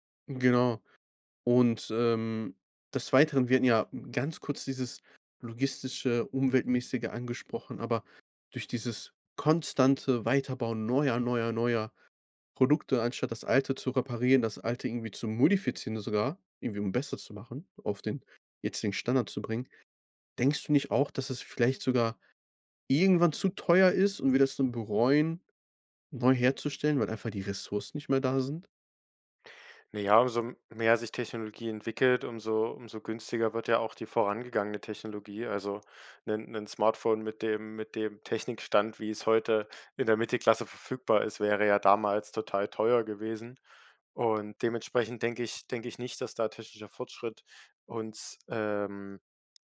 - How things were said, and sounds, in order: stressed: "modifizieren"
- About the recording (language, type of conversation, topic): German, podcast, Was hältst du davon, Dinge zu reparieren, statt sie wegzuwerfen?